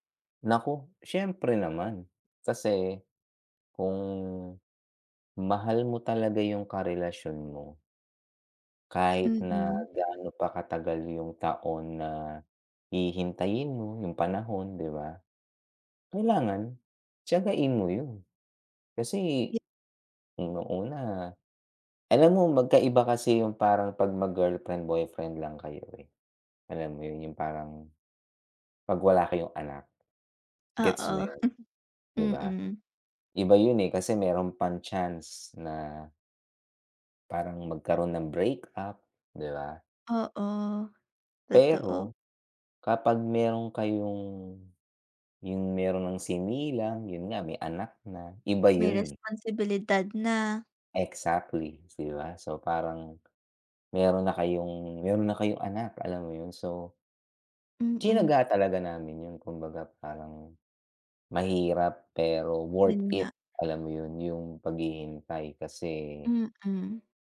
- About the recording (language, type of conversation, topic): Filipino, unstructured, Ano ang pinakamahirap na desisyong nagawa mo sa buhay mo?
- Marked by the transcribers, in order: tapping; chuckle